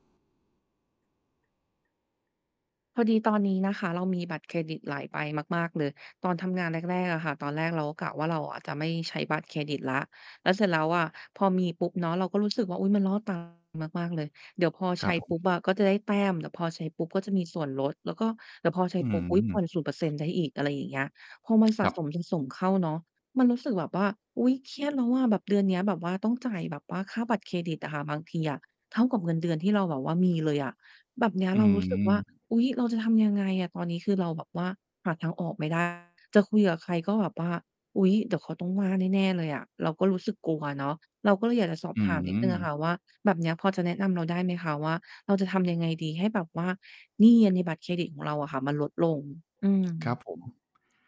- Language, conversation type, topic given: Thai, advice, ฉันมีหนี้บัตรเครดิตสะสมและรู้สึกเครียด ควรเริ่มจัดการอย่างไรดี?
- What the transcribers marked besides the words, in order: distorted speech